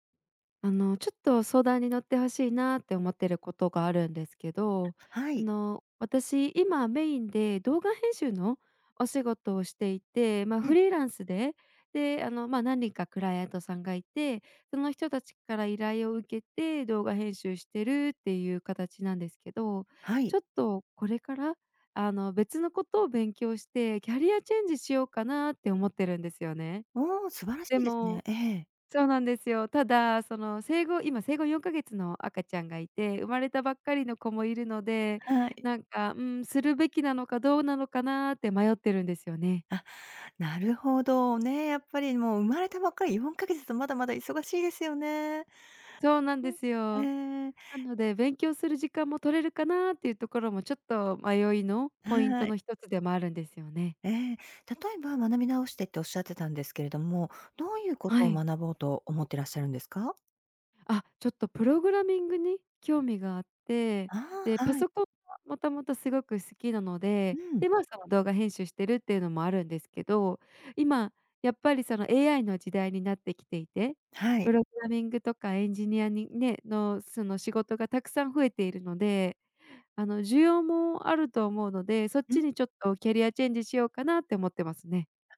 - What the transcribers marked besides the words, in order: other background noise; tapping
- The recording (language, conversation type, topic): Japanese, advice, 学び直してキャリアチェンジするかどうか迷っている